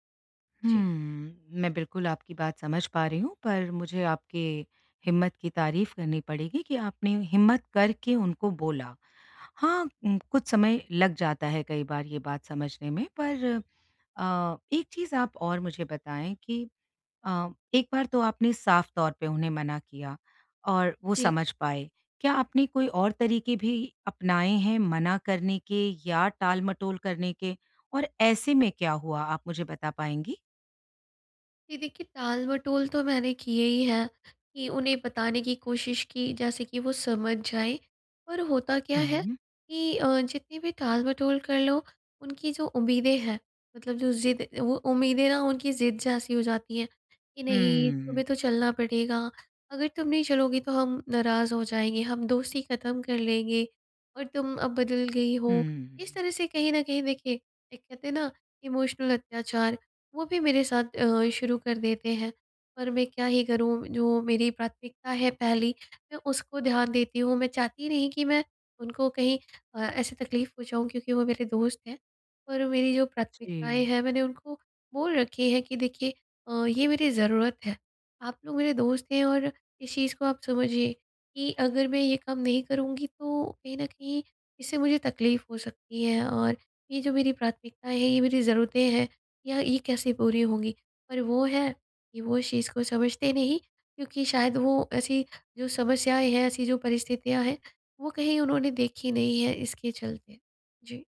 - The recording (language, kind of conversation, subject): Hindi, advice, मैं दोस्तों के साथ सीमाएँ कैसे तय करूँ?
- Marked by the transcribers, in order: in English: "इमोशनल"